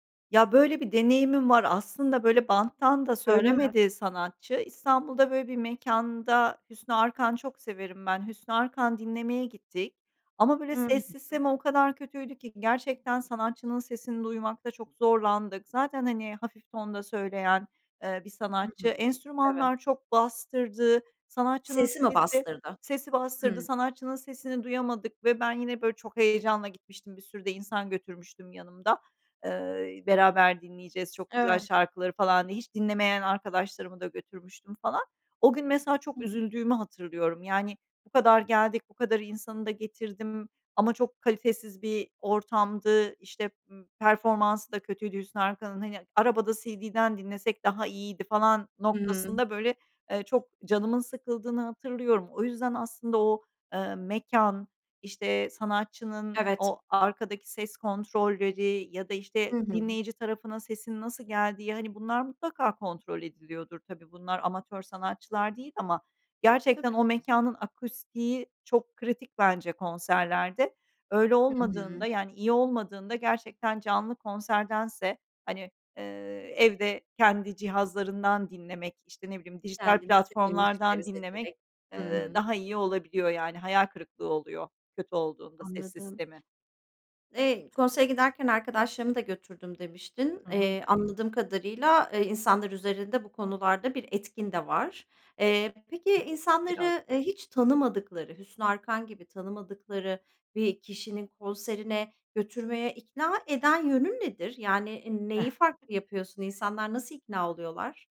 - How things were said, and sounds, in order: tapping; other background noise; unintelligible speech; chuckle; other noise
- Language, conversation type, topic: Turkish, podcast, Canlı konserler senin için ne ifade eder?